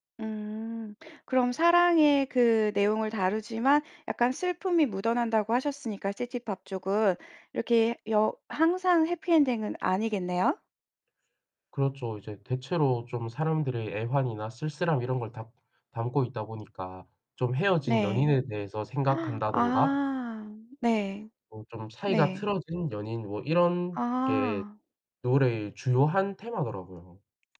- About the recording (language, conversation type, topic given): Korean, podcast, 요즘 가장 자주 듣는 음악은 뭐예요?
- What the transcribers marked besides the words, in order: in English: "해피 엔딩은"; tapping; gasp; background speech